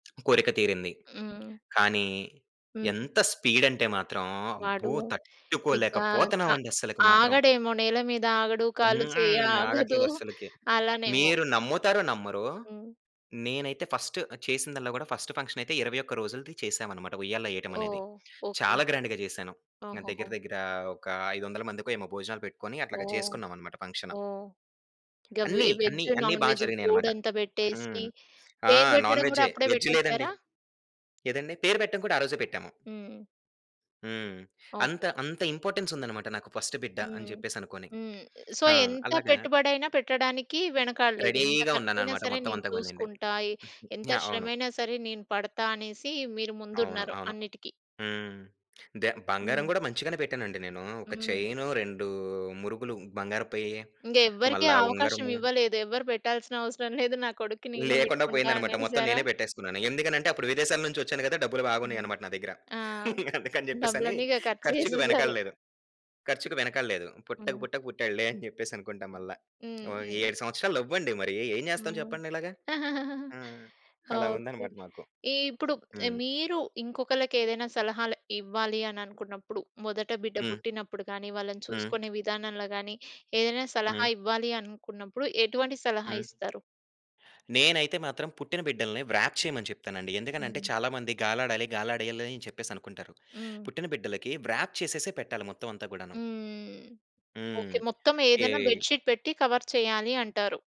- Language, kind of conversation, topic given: Telugu, podcast, మొదటి బిడ్డ పుట్టే సమయంలో మీ అనుభవం ఎలా ఉండేది?
- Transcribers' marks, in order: tapping; in English: "స్పీడ్"; stressed: "తట్టుకోలేక"; laughing while speaking: "ఆగదు"; in English: "ఫస్ట్"; in English: "ఫస్ట్"; in English: "గ్రాండ్‌గా"; in English: "వెజ్, నాన్ వెజ్"; in English: "నాన్"; in English: "వెజ్"; in English: "ఇంపార్టెన్స్"; in English: "ఫస్ట్"; in English: "సో"; in English: "రెడీ‌గా"; other noise; lip smack; in English: "చైన్"; lip smack; chuckle; laughing while speaking: "అనేసారా?"; laughing while speaking: "ఖర్చు జేసేసారు"; laughing while speaking: "అందుకని జెప్పేసని"; giggle; in English: "వ్రాప్"; in English: "వ్రాప్"; in English: "బెడ్ షీట్"; in English: "కవర్"